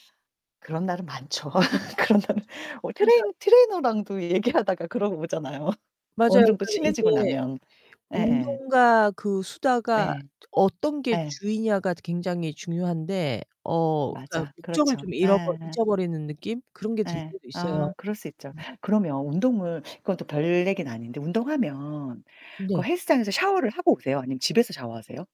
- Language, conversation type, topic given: Korean, unstructured, 운동 친구가 있으면 어떤 점이 가장 좋나요?
- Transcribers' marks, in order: laugh; laughing while speaking: "그런 날은"; distorted speech; tapping; laughing while speaking: "얘기하다가"; laugh